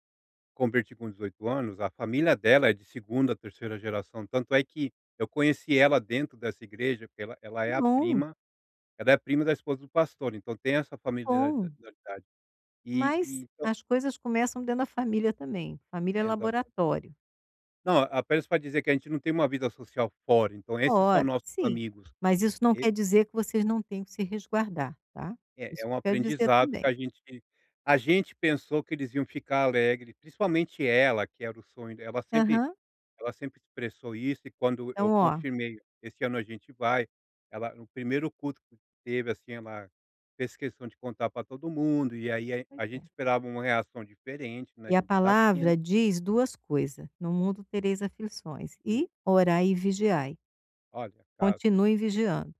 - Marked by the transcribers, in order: tapping
- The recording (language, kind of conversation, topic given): Portuguese, advice, Como posso lidar com a desaprovação dos outros em relação às minhas escolhas?